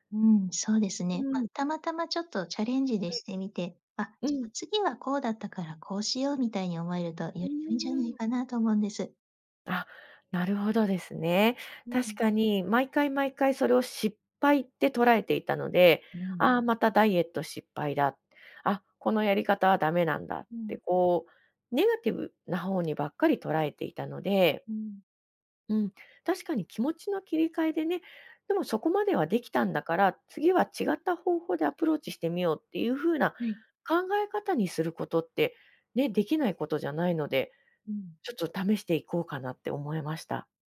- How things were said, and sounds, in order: none
- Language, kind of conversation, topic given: Japanese, advice, 体型や見た目について自分を低く評価してしまうのはなぜですか？